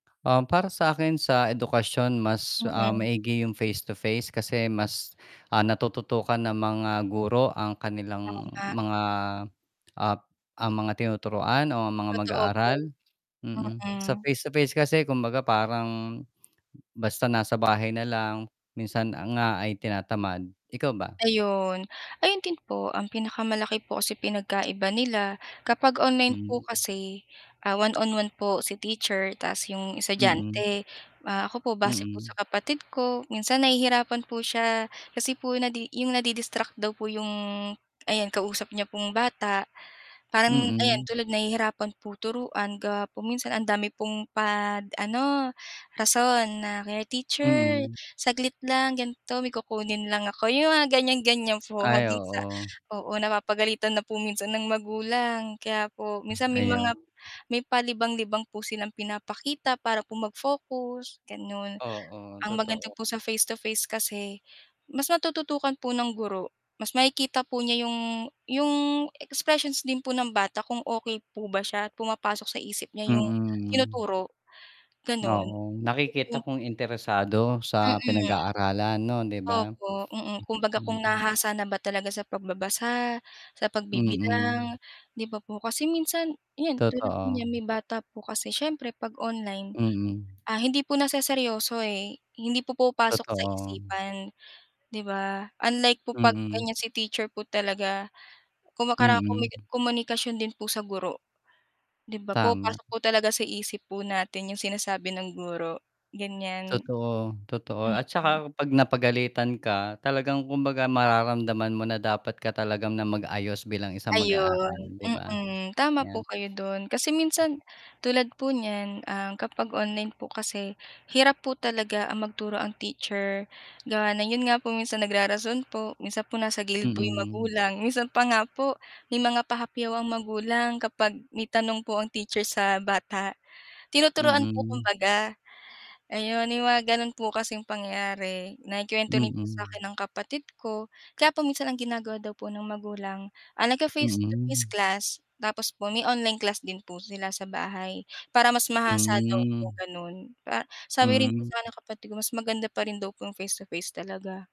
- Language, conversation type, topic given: Filipino, unstructured, Mas pabor ka ba sa klaseng online o sa harapang klase, at ano ang masasabi mo sa mahigpit na sistema ng pagmamarka at sa pantay na pagkakataon ng lahat sa edukasyon?
- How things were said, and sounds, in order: static; tapping; other background noise; unintelligible speech; sniff